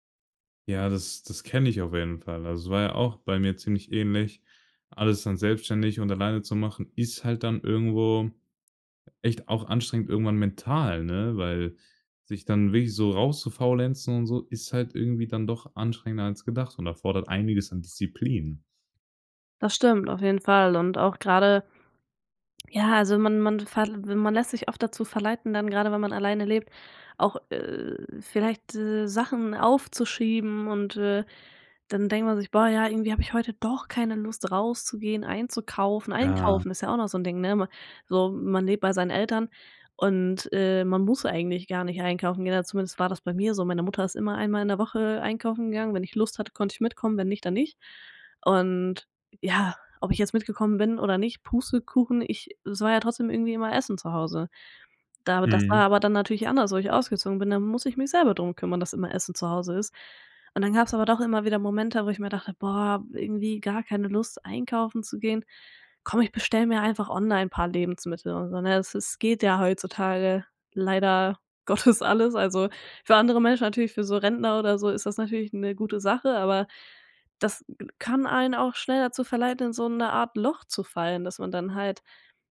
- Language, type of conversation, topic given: German, podcast, Wie entscheidest du, ob du in deiner Stadt bleiben willst?
- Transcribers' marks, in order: stressed: "ist"; other background noise; stressed: "doch"; laughing while speaking: "Gottes"